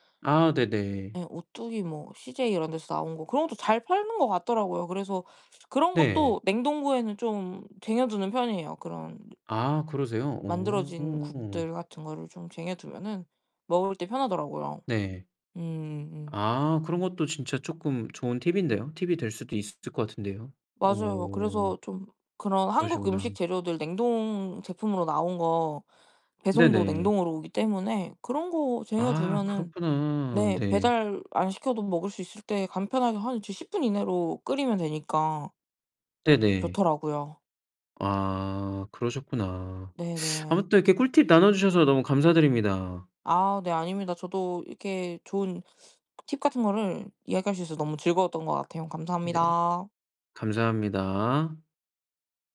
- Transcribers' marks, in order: other background noise
- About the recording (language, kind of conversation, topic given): Korean, podcast, 집에 늘 챙겨두는 필수 재료는 무엇인가요?